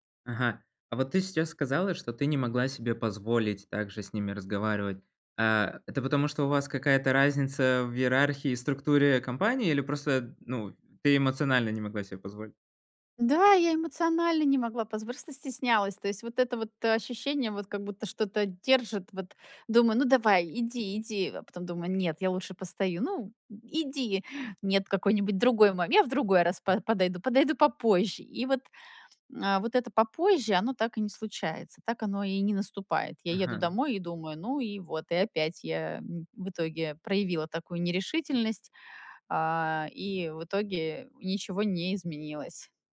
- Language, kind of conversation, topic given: Russian, advice, Как справиться с неловкостью на вечеринках и в разговорах?
- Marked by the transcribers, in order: other noise